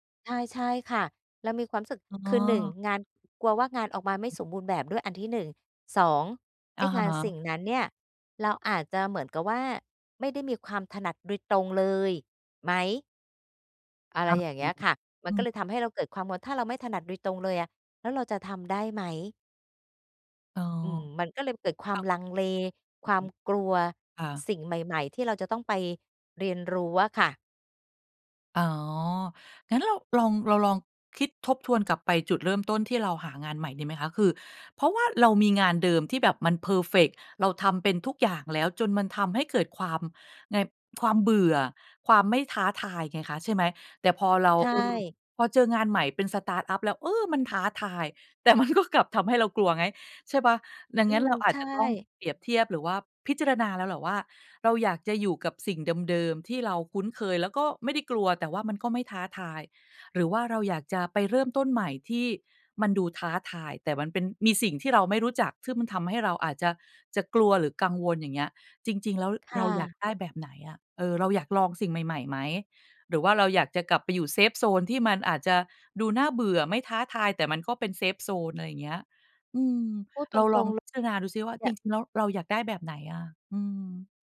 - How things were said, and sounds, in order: unintelligible speech; unintelligible speech; other background noise; in English: "สตาร์ตอัป"; laughing while speaking: "แต่มันก็กลับ"; in English: "safe zone"; in English: "safe zone"
- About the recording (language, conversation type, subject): Thai, advice, ทำไมฉันถึงกลัวที่จะเริ่มงานใหม่เพราะความคาดหวังว่าตัวเองต้องทำได้สมบูรณ์แบบ?